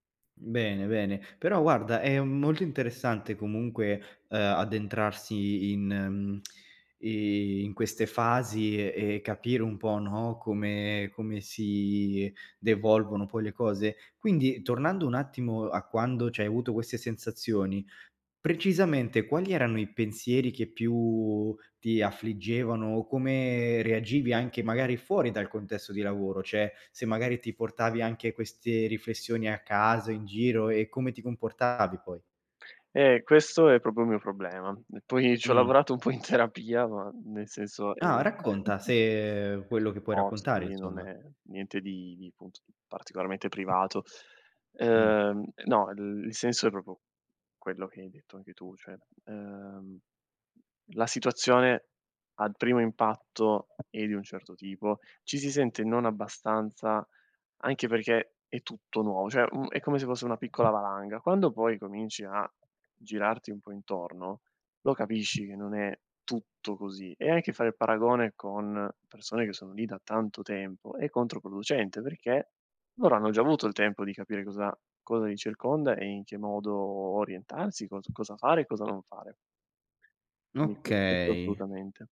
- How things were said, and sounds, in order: tsk; drawn out: "i"; drawn out: "si"; drawn out: "più"; drawn out: "come"; "Cioè" said as "ceh"; "proprio" said as "propio"; laughing while speaking: "ho lavorato un po' in terapia"; giggle; other background noise; "proprio" said as "propio"; "cioè" said as "ceh"
- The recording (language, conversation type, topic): Italian, podcast, Cosa fai quando ti senti di non essere abbastanza?